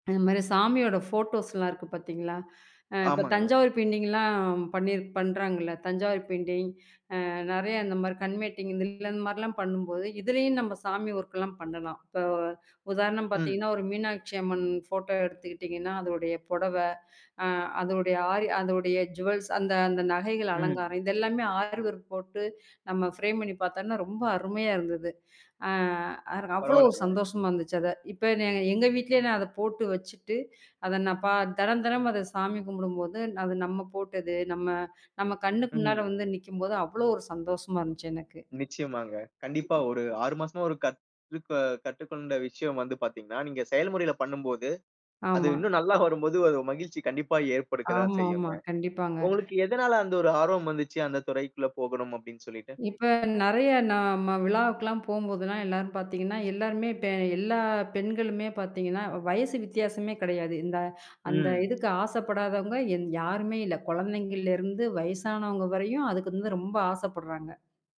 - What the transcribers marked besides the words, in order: in English: "மேட்டிங்"; in English: "அரி ஜூவல்ஸ்"; in English: "ஃபரேம்"; tapping; other noise
- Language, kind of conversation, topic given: Tamil, podcast, புதிதாக ஏதாவது கற்றுக்கொள்ளும் போது வரும் மகிழ்ச்சியை நீண்டகாலம் எப்படி நிலைநிறுத்துவீர்கள்?